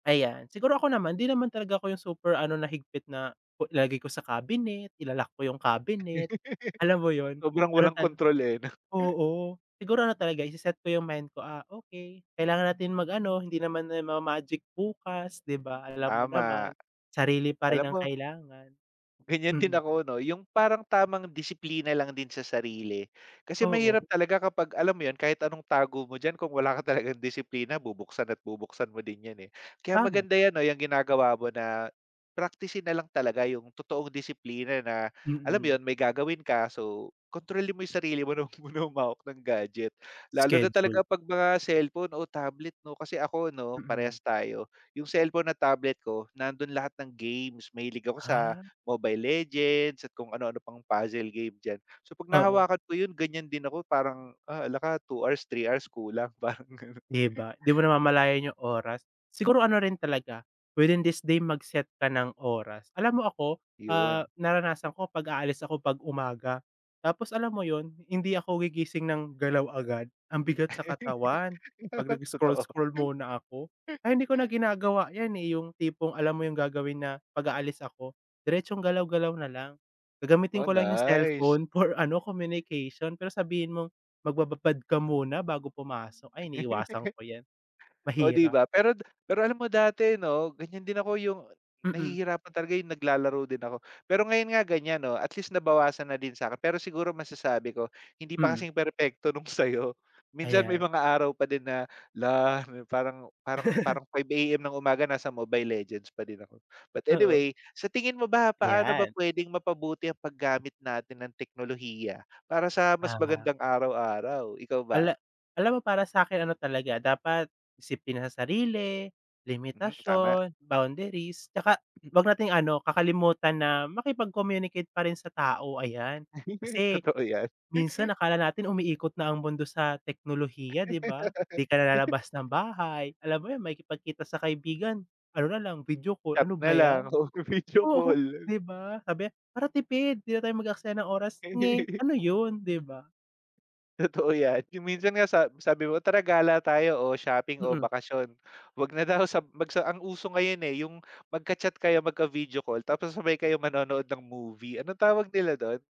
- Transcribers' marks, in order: laugh; chuckle; other background noise; laugh; laugh; laugh; laugh; laugh; laugh
- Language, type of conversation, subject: Filipino, unstructured, Paano mo ginagamit ang teknolohiya sa pang-araw-araw na buhay?